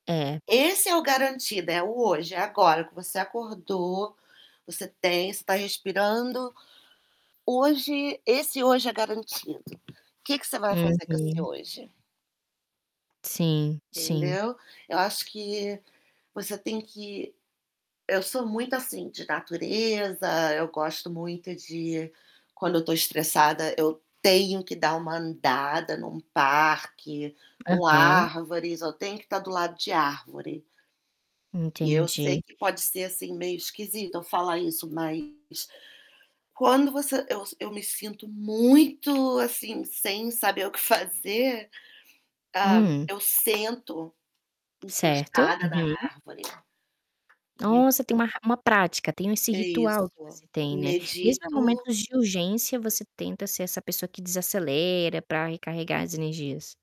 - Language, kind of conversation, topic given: Portuguese, podcast, Como você recarrega as energias no dia a dia?
- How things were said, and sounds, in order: static; tapping; distorted speech; other background noise; stressed: "muito"